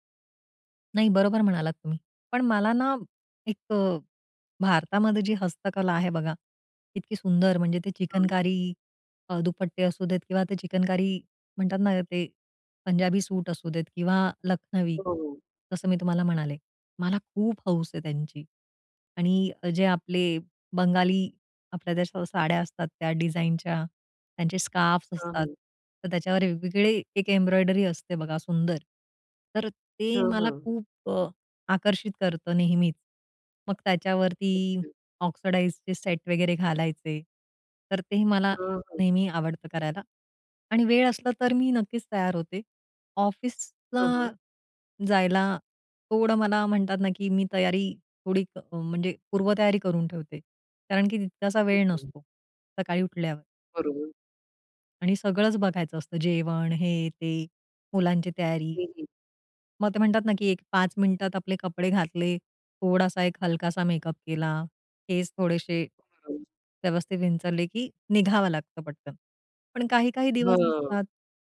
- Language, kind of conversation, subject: Marathi, podcast, कपड्यांमध्ये आराम आणि देखणेपणा यांचा समतोल तुम्ही कसा साधता?
- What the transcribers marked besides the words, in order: tapping; other background noise; in English: "स्कार्फ्स"; in English: "एम्ब्रॉयडरी"; other noise